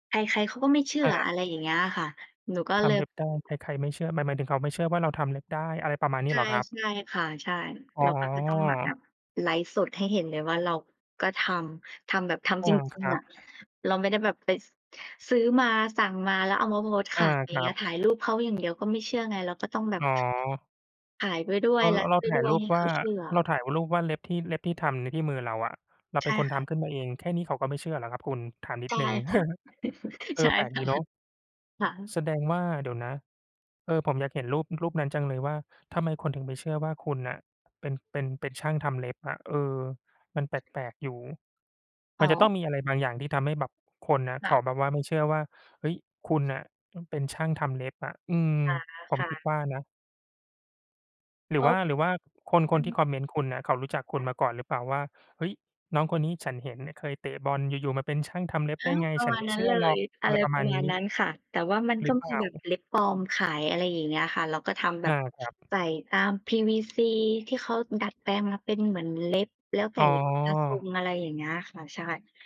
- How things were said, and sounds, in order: other background noise; tapping; chuckle; laughing while speaking: "ใช่ค่ะ"
- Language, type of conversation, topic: Thai, unstructured, มีทักษะอะไรบ้างที่คนชอบอวด แต่จริงๆ แล้วทำไม่ค่อยได้?